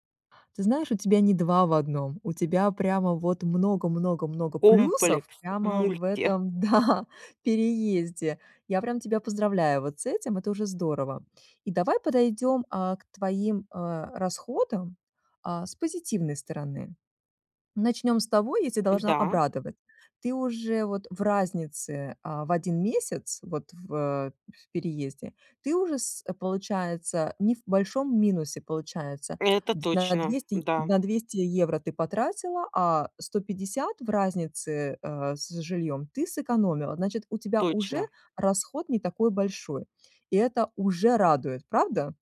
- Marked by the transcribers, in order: laughing while speaking: "да"
- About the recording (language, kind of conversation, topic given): Russian, advice, Как мне спланировать бюджет и сократить расходы на переезд?